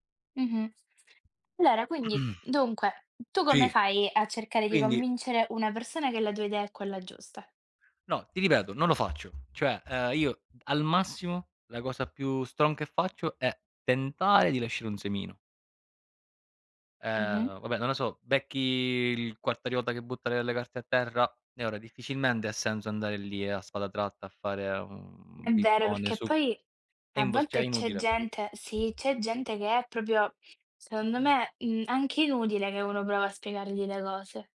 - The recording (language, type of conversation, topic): Italian, unstructured, Come si può convincere qualcuno senza farlo arrabbiare?
- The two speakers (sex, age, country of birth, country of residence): female, 20-24, Italy, Italy; male, 30-34, Italy, Italy
- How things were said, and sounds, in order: other background noise; "Allora" said as "lora"; tapping; throat clearing; in English: "strong"; "cioè" said as "ceh"; "proprio" said as "propio"; throat clearing